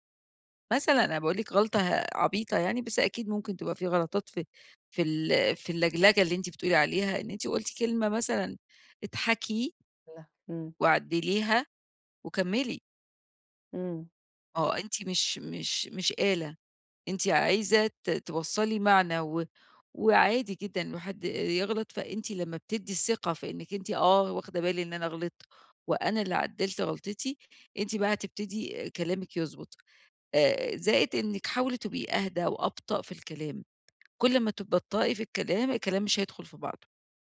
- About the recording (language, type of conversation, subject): Arabic, advice, إزاي أقلّل توتّري قبل ما أتكلم قدّام ناس؟
- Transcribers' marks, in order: none